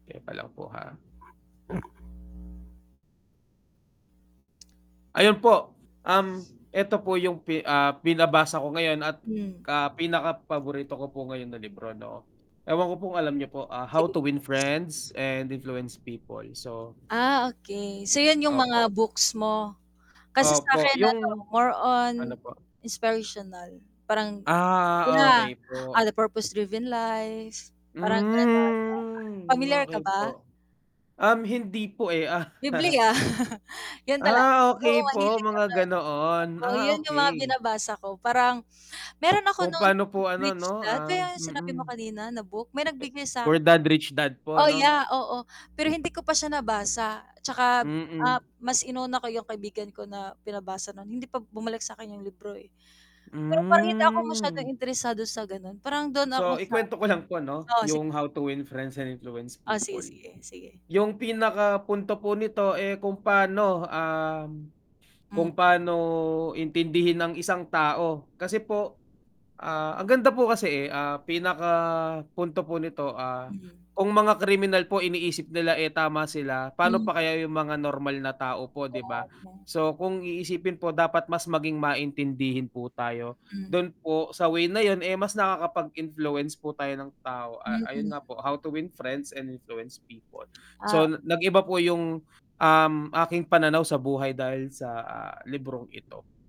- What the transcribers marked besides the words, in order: mechanical hum; in English: "How to win friends and influence people"; drawn out: "Ah"; in English: "the purpose driven life"; drawn out: "Hmm"; chuckle; distorted speech; drawn out: "Hmm"; in English: "How to win friends and influence people"; in English: "How to win friends and influence people"
- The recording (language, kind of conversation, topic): Filipino, unstructured, Alin ang mas gusto mo: magbasa ng libro o manood ng pelikula?